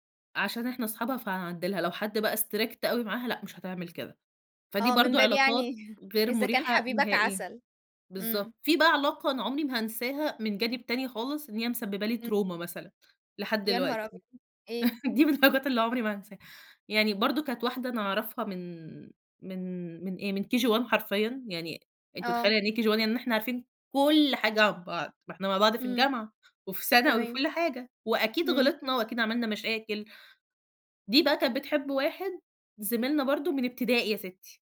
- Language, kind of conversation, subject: Arabic, podcast, احكيلي عن قصة صداقة عمرك ما هتنساها؟
- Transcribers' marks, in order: in English: "Strict"; chuckle; in English: "تروما"; laughing while speaking: "دي من الحاجات اللي عمري ما هانساها"; unintelligible speech; in English: "one KG 1"; in English: "one KG 1"